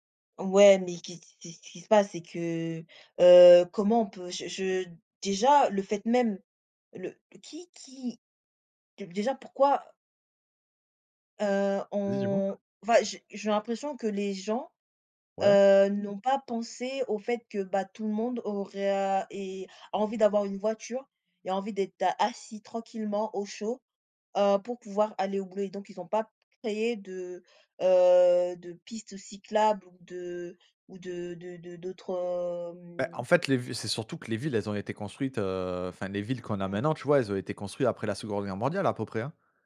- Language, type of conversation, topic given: French, unstructured, Qu’est-ce qui vous met en colère dans les embouteillages du matin ?
- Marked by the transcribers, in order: none